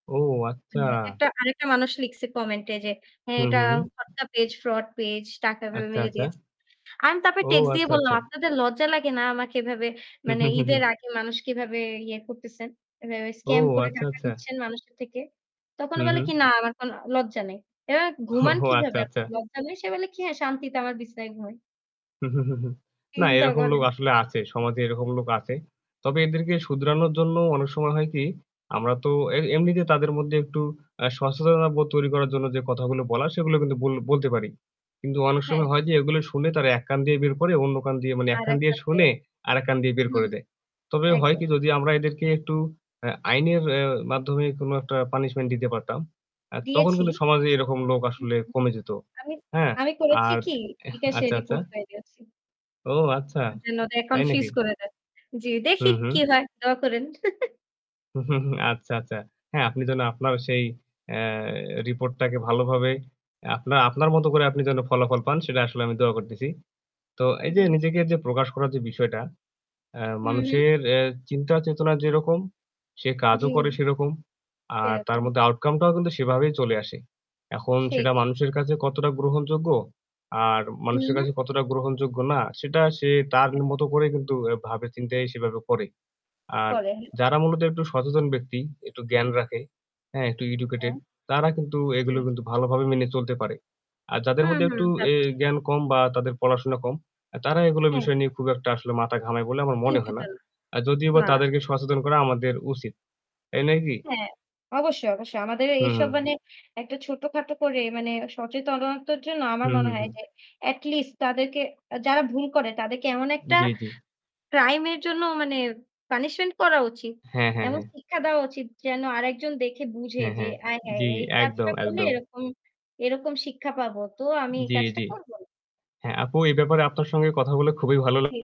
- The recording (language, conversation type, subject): Bengali, unstructured, নিজের পরিচয় নিয়ে আপনি কখন সবচেয়ে গর্বিত বোধ করেন?
- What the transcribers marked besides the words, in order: static; distorted speech; laughing while speaking: "ও আচ্ছা"; other background noise; chuckle; unintelligible speech